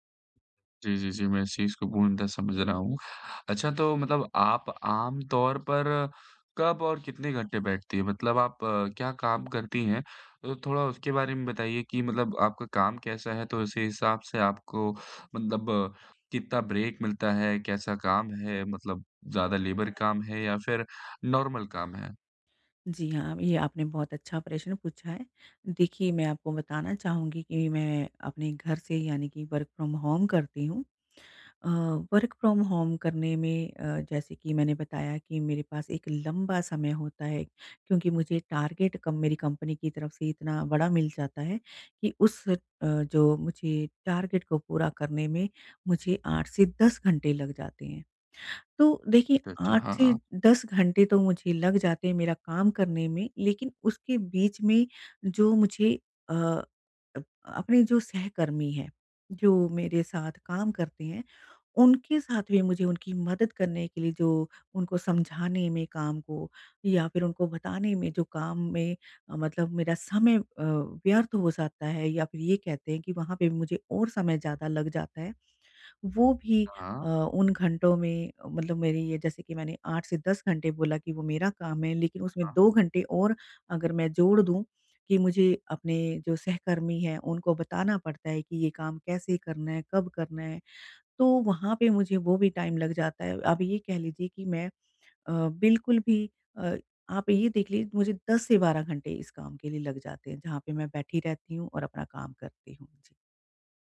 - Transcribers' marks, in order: in English: "ब्रेक"; in English: "लेबर"; in English: "नॉर्मल"; in English: "वर्क फ्रॉम होम"; in English: "वर्क फ्रॉम होम"; in English: "टारगेट"; in English: "टारगेट"; in English: "टाइम"
- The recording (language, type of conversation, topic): Hindi, advice, मैं लंबे समय तक बैठा रहता हूँ—मैं अपनी रोज़मर्रा की दिनचर्या में गतिविधि कैसे बढ़ाऊँ?